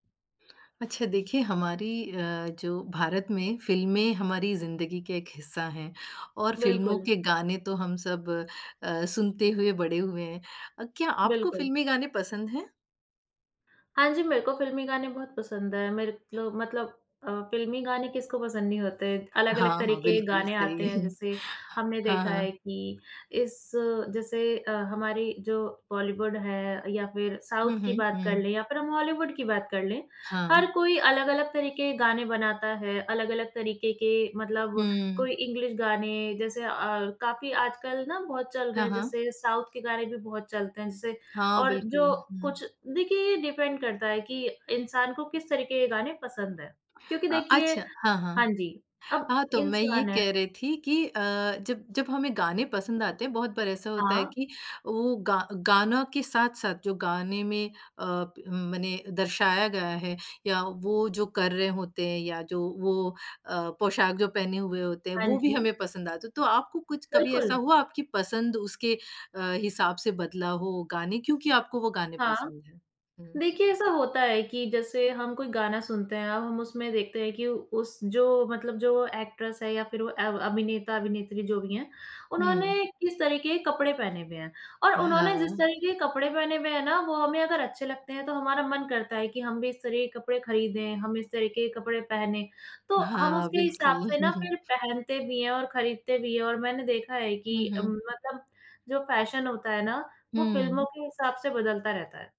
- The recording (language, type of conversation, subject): Hindi, podcast, फिल्मी गानों ने आपकी पसंद पर कैसे असर डाला?
- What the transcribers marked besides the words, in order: joyful: "सही"; chuckle; in English: "साउथ"; in English: "इंग्लिश"; in English: "साउथ"; in English: "डिपेंड"; in English: "एक्ट्रेस"; joyful: "हाँ"; joyful: "हाँ, बिल्कुल"; chuckle